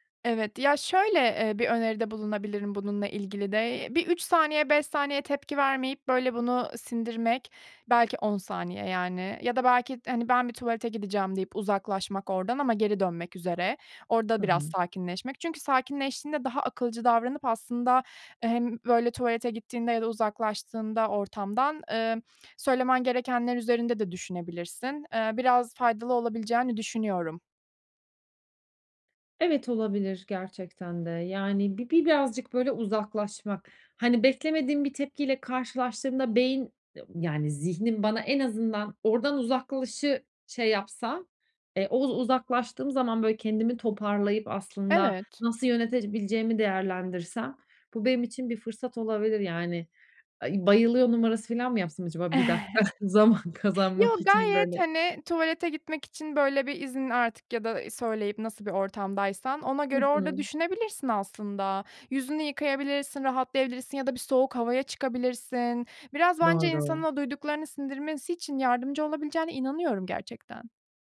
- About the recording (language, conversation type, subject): Turkish, advice, Ailemde tekrar eden çatışmalarda duygusal tepki vermek yerine nasıl daha sakin kalıp çözüm odaklı davranabilirim?
- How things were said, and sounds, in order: unintelligible speech; chuckle; laughing while speaking: "dakika zaman"; other background noise